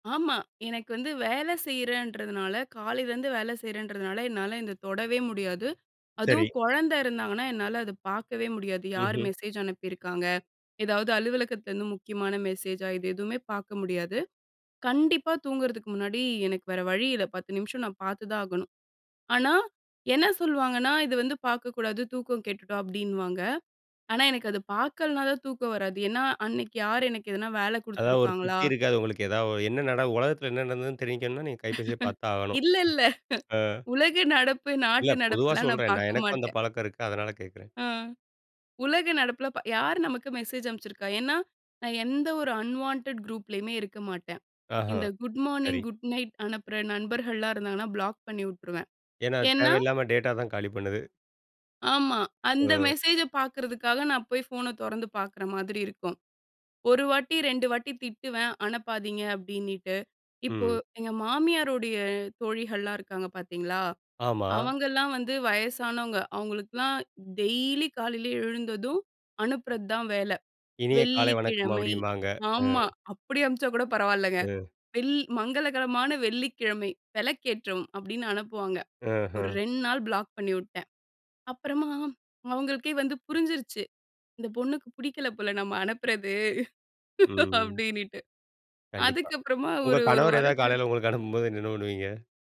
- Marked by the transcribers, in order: tapping; laughing while speaking: "இல்ல இல்ல"; other background noise; other noise; in English: "அன்வான்டட் குரூப்லயுமே"; in English: "குட் மார்னிங், குட் நைட்"; in English: "பிளாக்"; in English: "பிளாக்"; laughing while speaking: "அனுப்புறது, அப்படின்னுட்டு"
- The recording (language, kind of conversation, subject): Tamil, podcast, ஒரு நல்ல தூக்கத்துக்கு நீங்கள் என்ன வழிமுறைகள் பின்பற்றுகிறீர்கள்?